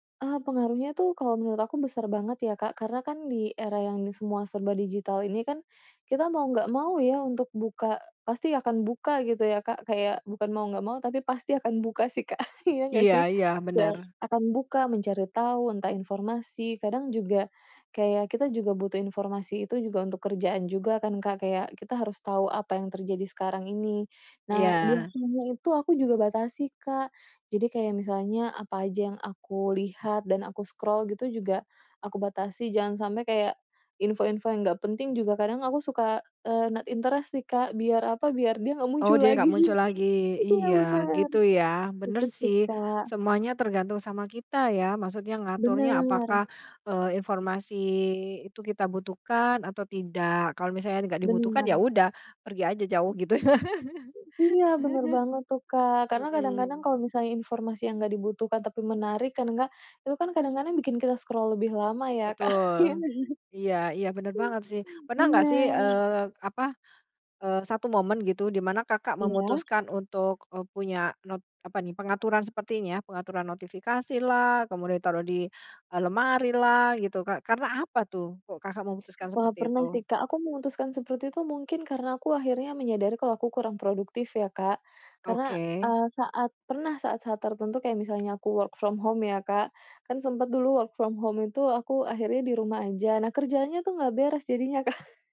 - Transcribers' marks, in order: chuckle; in English: "scroll"; in English: "not interest"; other background noise; laugh; in English: "scroll"; chuckle; tapping; in English: "work from home"; in English: "work from home"; laughing while speaking: "Kak"
- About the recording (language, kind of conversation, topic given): Indonesian, podcast, Apa trikmu biar fokus kerja meski banyak gangguan digital?